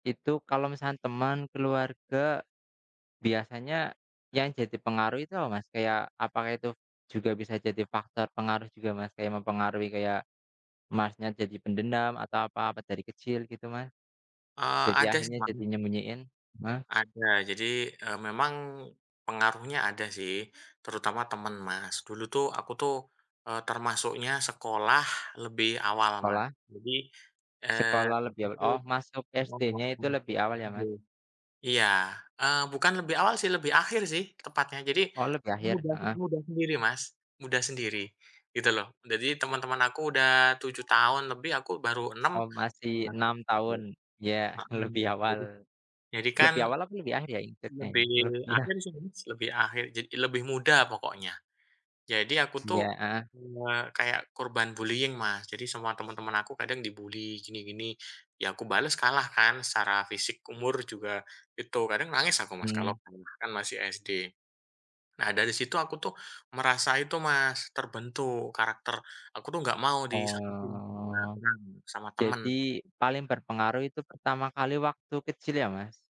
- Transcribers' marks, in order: other background noise; in English: "bullying"
- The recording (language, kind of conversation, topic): Indonesian, unstructured, Pernahkah kamu merasa perlu menyembunyikan sisi tertentu dari dirimu, dan mengapa?